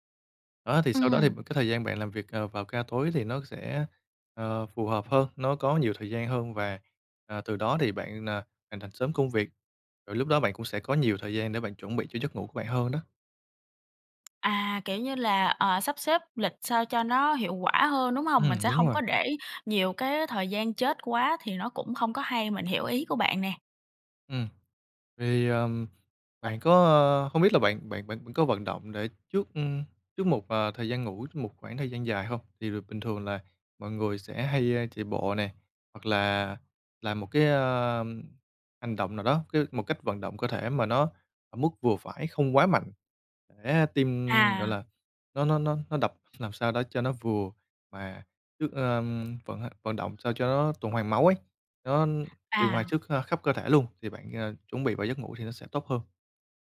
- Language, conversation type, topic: Vietnamese, advice, Vì sao tôi vẫn mệt mỏi kéo dài dù ngủ đủ giấc và nghỉ ngơi cuối tuần mà không đỡ hơn?
- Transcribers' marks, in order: tapping; other background noise